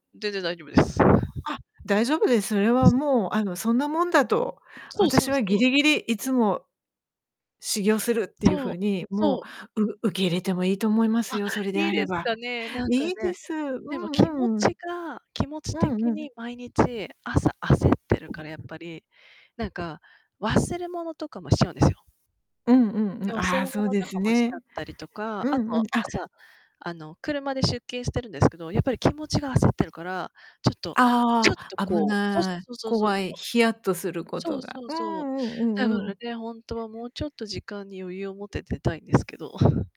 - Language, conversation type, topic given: Japanese, advice, いつも約束や出社に遅刻してしまうのはなぜですか？
- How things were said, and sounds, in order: laugh; other background noise; unintelligible speech; chuckle